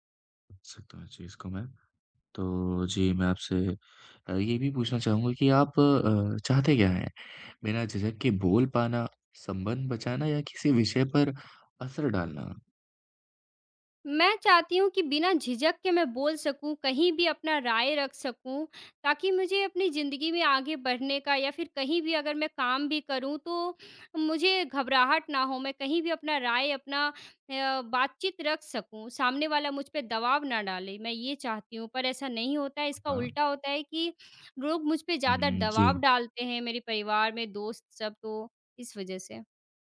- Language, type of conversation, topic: Hindi, advice, क्या आपको दोस्तों या परिवार के बीच अपनी राय रखने में डर लगता है?
- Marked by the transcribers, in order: none